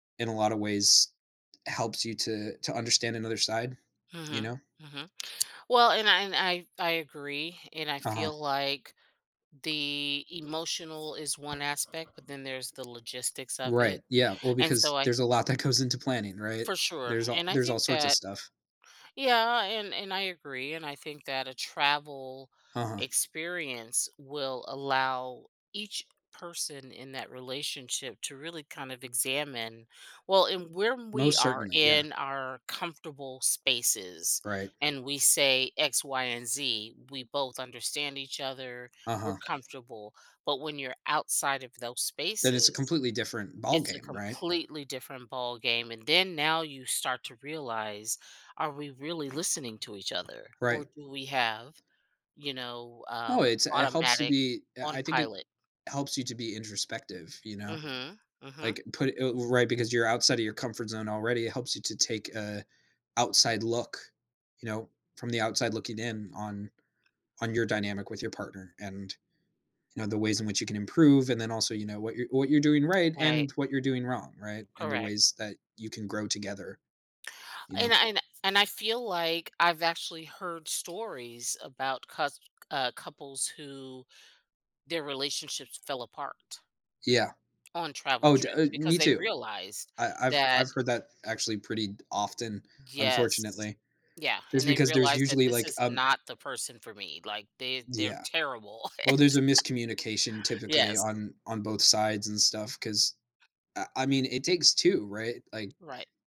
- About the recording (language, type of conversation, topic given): English, unstructured, How do shared travel challenges impact the way couples grow together over time?
- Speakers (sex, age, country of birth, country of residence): female, 55-59, United States, United States; male, 20-24, United States, United States
- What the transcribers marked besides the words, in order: tapping; other background noise; laughing while speaking: "goes"; laughing while speaking: "It"; laugh